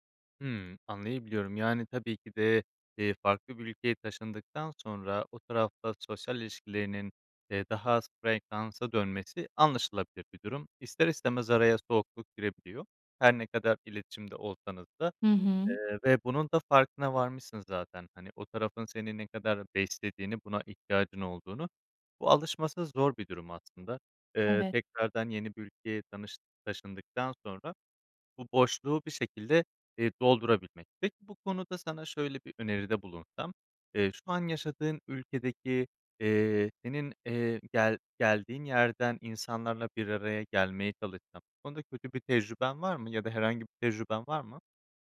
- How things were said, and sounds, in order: tapping
- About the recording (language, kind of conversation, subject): Turkish, advice, Büyük bir hayat değişikliğinden sonra kimliğini yeniden tanımlamakta neden zorlanıyorsun?